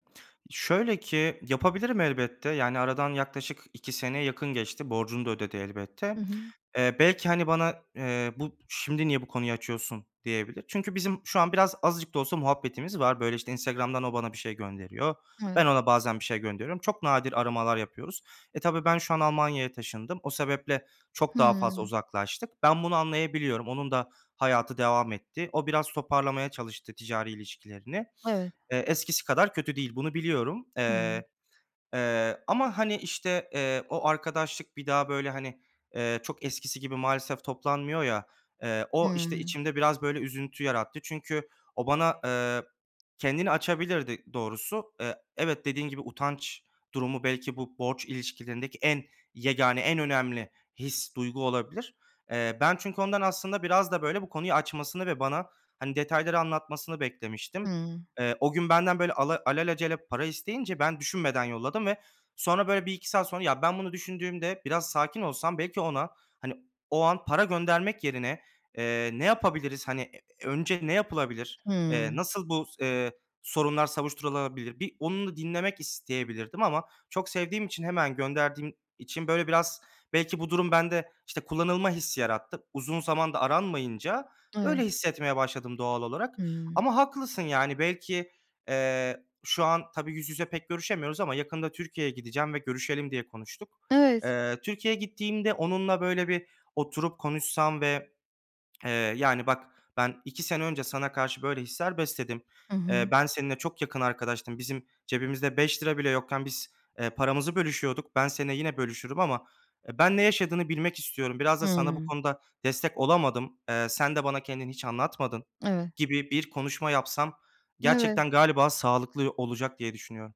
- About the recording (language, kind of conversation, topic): Turkish, advice, Borçlar hakkında yargılamadan ve incitmeden nasıl konuşabiliriz?
- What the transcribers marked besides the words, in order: none